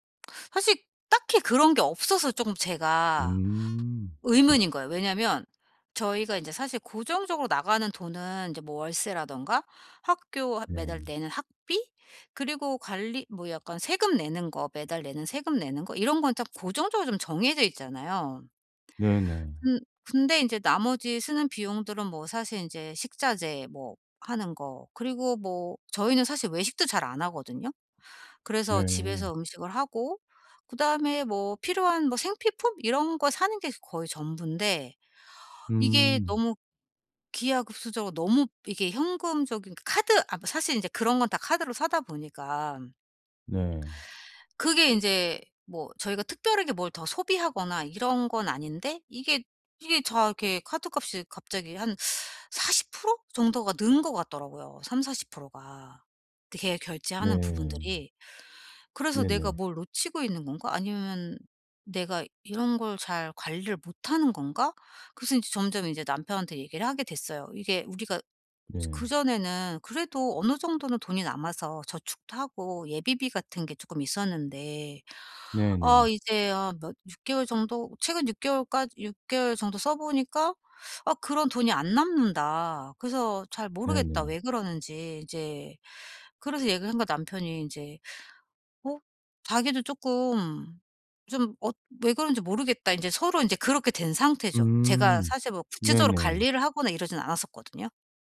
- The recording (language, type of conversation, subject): Korean, advice, 현금흐름을 더 잘 관리하고 비용을 줄이려면 어떻게 시작하면 좋을까요?
- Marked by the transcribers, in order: tapping; other background noise; teeth sucking